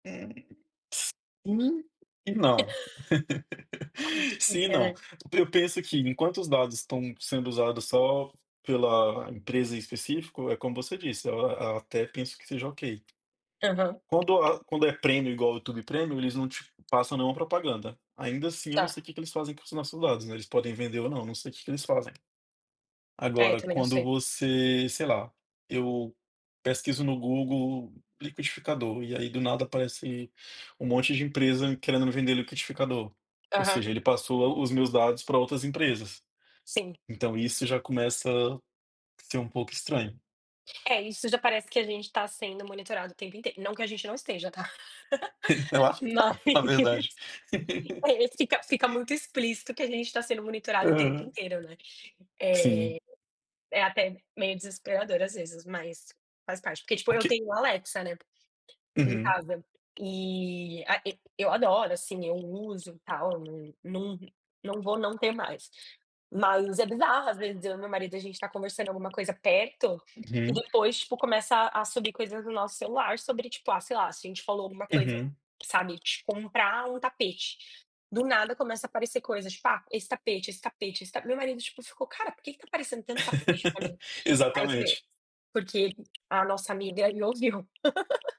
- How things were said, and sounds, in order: other background noise; laugh; tapping; laugh; laugh; laugh; laugh
- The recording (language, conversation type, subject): Portuguese, unstructured, Você acha justo que as empresas usem seus dados para ganhar dinheiro?